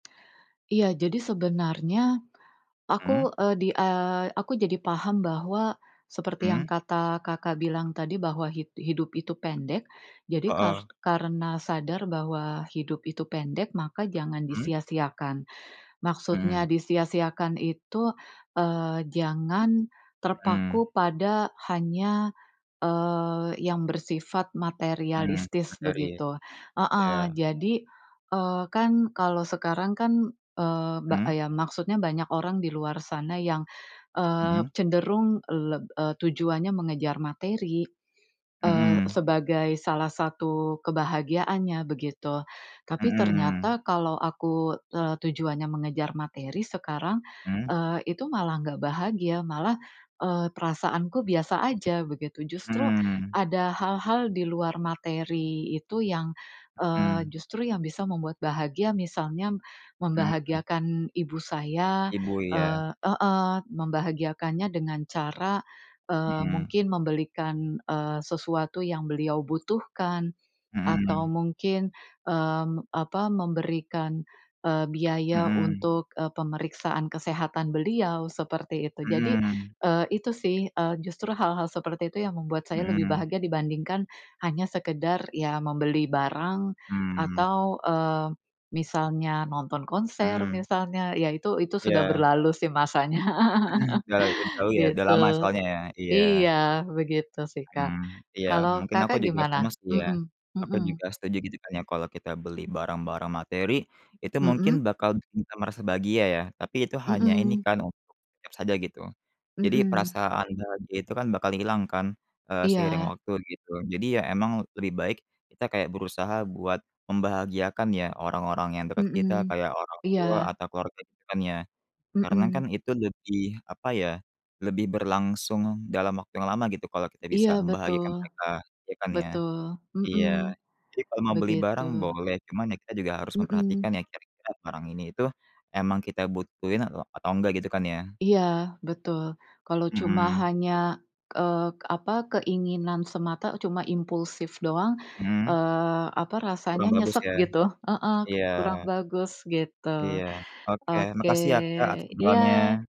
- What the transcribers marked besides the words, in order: other background noise; chuckle; chuckle
- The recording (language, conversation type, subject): Indonesian, unstructured, Bagaimana pengalaman kehilangan mengubah cara pandangmu tentang hidup?